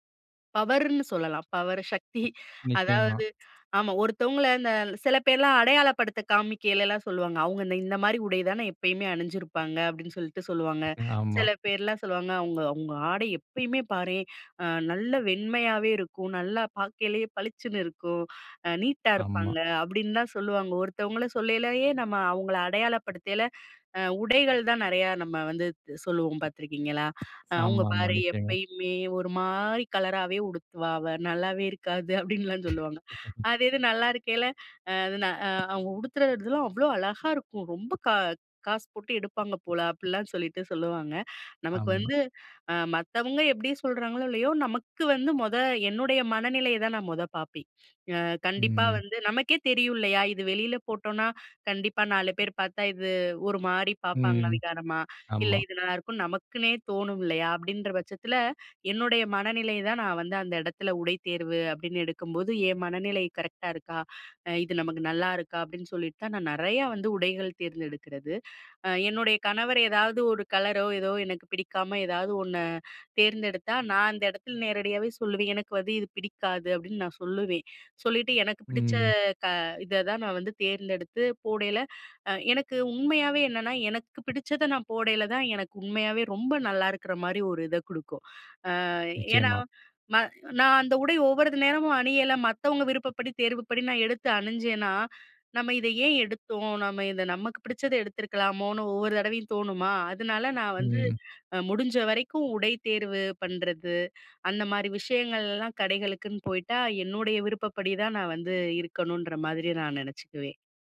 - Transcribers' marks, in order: chuckle; tapping; laughing while speaking: "அப்படின்லாம் சொல்லுவாங்க"; chuckle; other background noise
- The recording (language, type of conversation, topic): Tamil, podcast, உடைகள் உங்கள் மனநிலையை எப்படி மாற்றுகின்றன?